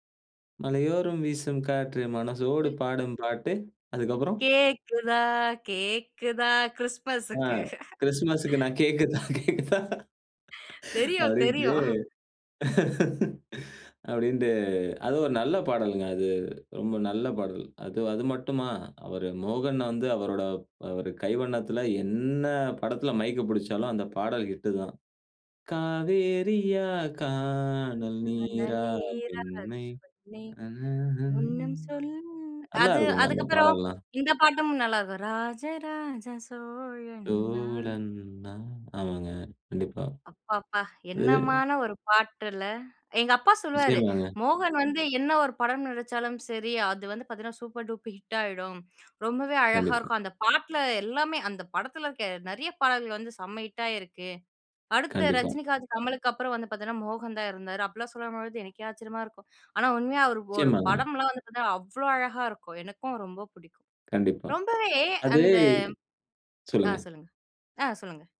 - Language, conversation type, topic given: Tamil, podcast, வயது அதிகரிக்கும்போது இசை ரசனை எப்படி மாறுகிறது?
- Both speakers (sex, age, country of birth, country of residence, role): female, 20-24, India, India, host; male, 35-39, India, Finland, guest
- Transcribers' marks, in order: singing: "மலையோரும் வீசும் காற்று மனசோடு பாடும் பாட்டு"; singing: "கேக்குதா, கேக்குதா?"; laughing while speaking: "கிறிஸ்துமஸ்க்கு நான் கேக் கேக்குதா?"; laugh; laugh; singing: "காவேரியா காணல் நீரா பெண்மை ஹ்ம், ஹ்ம். ஹ்ம், ஹ்ம். ஹ்ம்"; unintelligible speech; singing: "நேரங்கள் நே ஒண்ணு சொல்லும்"; drawn out: "ஹ்ம்"; singing: "ராஜராஜ சோழன் நான்"; surprised: "அப்பப்பா! என்னமான ஒரு பாட்டுல!"; "பாத்தீங்கன்னா" said as "பாத்தன்னா"